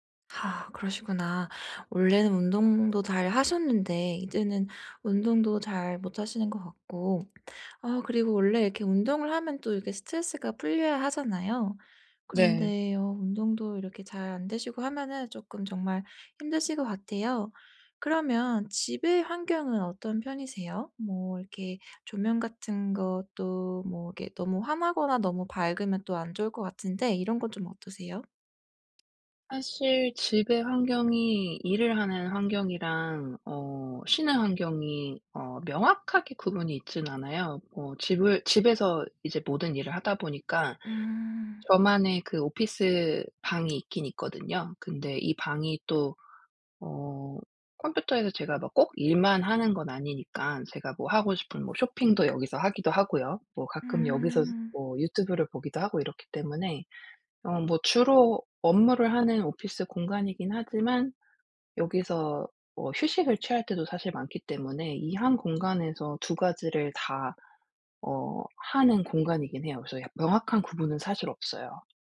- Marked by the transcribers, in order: other background noise; tapping; in English: "오피스"; in English: "오피스"
- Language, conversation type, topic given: Korean, advice, 집에서 쉬는 동안 불안하고 산만해서 영화·음악·책을 즐기기 어려울 때 어떻게 하면 좋을까요?